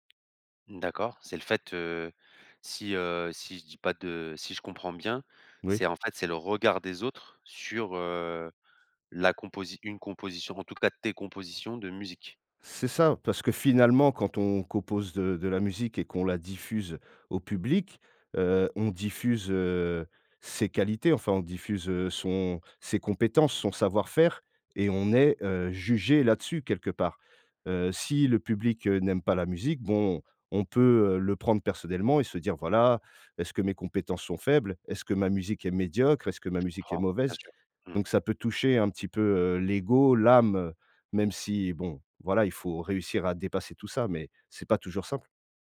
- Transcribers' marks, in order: tapping; other background noise
- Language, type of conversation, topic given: French, advice, Comment dépasser la peur d’échouer qui m’empêche de lancer mon projet ?